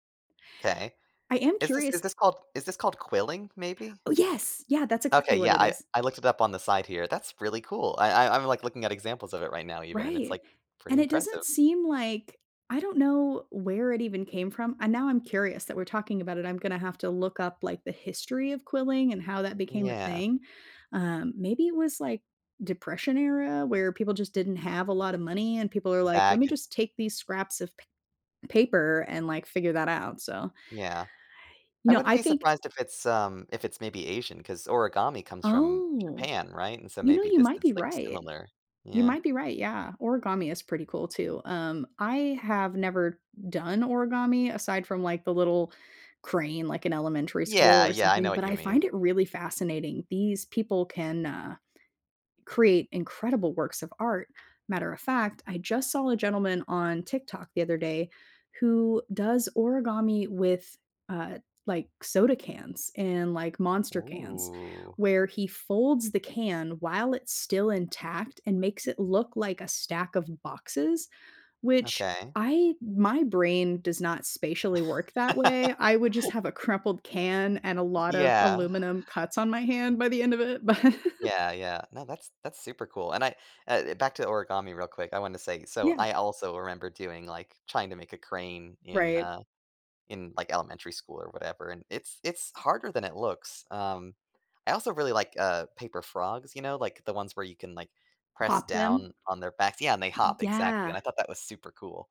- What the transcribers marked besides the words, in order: other background noise; drawn out: "Ooh"; laugh; laughing while speaking: "but"
- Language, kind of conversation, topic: English, unstructured, How do I explain a quirky hobby to someone who doesn't understand?
- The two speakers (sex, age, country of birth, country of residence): female, 35-39, United States, United States; male, 30-34, United States, United States